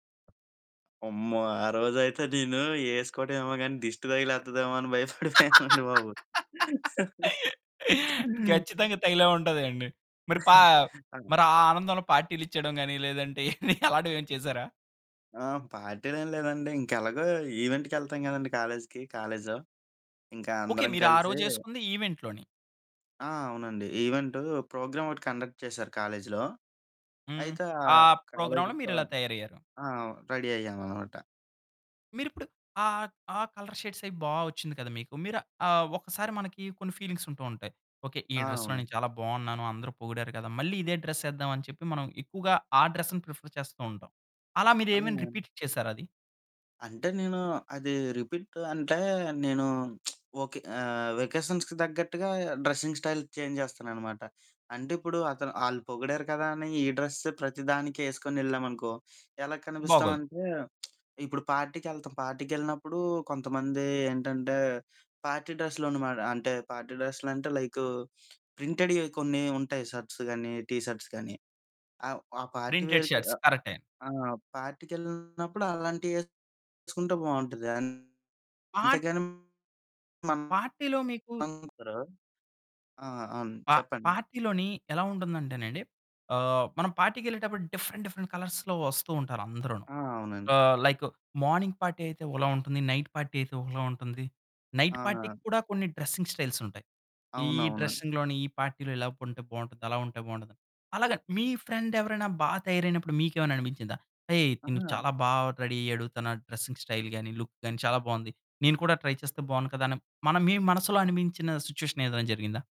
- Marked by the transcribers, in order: tapping; laugh; laughing while speaking: "భయపడిపోయానండి బాబు"; giggle; chuckle; other background noise; in English: "ఈవెంట్‌లోని"; in English: "ప్రోగ్రామ్"; in English: "కండక్ట్"; in English: "ప్రోగ్రామ్‌లో"; in English: "రెడీ"; in English: "కలర్ షేడ్స్"; in English: "ఫీలింగ్స్"; in English: "డ్రెస్‌లో"; in English: "డ్రెస్"; in English: "డ్రెస్‌ని ప్రిఫర్"; in English: "రిపీట్"; in English: "రిపీట్"; lip smack; in English: "వెకేషన్స్‌కి"; in English: "డ్రెసింగ్ స్టైల్ చేంజ్"; lip smack; in English: "పార్టీ"; in English: "పార్టీ"; in English: "ప్రింటెడ్‌యి"; in English: "ప్రింటెడ్ షర్ట్స్"; in English: "షర్ట్స్"; in English: "టీ షర్ట్స్"; in English: "పార్టీ వేర్‌కి"; distorted speech; in English: "పార్టీలో"; unintelligible speech; in English: "పా పార్టీలోని"; in English: "డిఫరెంట్ డిఫరెంట్ కలర్స్‌లో"; in English: "లైక్ మార్నింగ్ పార్టీ"; in English: "నైట్ పార్టీ"; in English: "నైట్ పార్టీ‌కి"; in English: "డ్రెసింగ్ స్టైల్స్"; in English: "డ్రెసింగ్‌లోని"; in English: "పార్టీలో"; in English: "ఫ్రెండ్"; in English: "రెడీ"; in English: "డ్రెసింగ్ స్టైల్"; in English: "లుక్"; in English: "ట్రై"; in English: "సిట్యుయేషన్"
- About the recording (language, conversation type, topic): Telugu, podcast, మీకు మీకంటూ ఒక ప్రత్యేక శైలి (సిగ్నేచర్ లుక్) ఏర్పరుచుకోవాలనుకుంటే, మీరు ఎలా మొదలు పెడతారు?